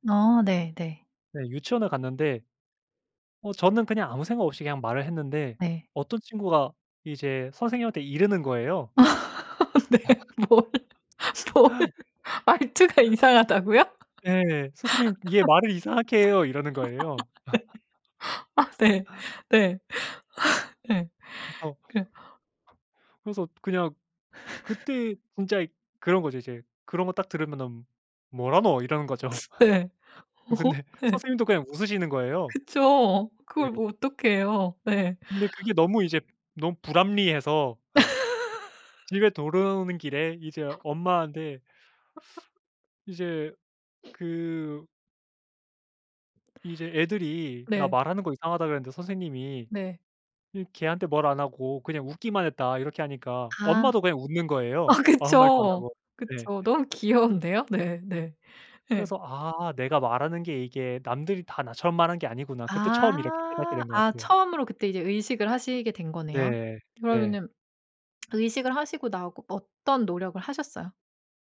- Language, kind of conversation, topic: Korean, podcast, 사투리나 말투가 당신에게 어떤 의미인가요?
- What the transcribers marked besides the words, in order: laugh; laughing while speaking: "아. 네. 뭘? 뭘? 말투가 이상하다고요? 네. 아. 네. 네. 네"; laugh; laugh; tapping; laugh; put-on voice: "뭐라노?"; laugh; laughing while speaking: "네. 오호. 네"; laugh; laughing while speaking: "그쵸. 그걸 뭐 어떡해요. 네"; laugh; laugh; sniff; laughing while speaking: "어. 그쵸"; other background noise; laughing while speaking: "귀여운데요. 네네. 예"; lip smack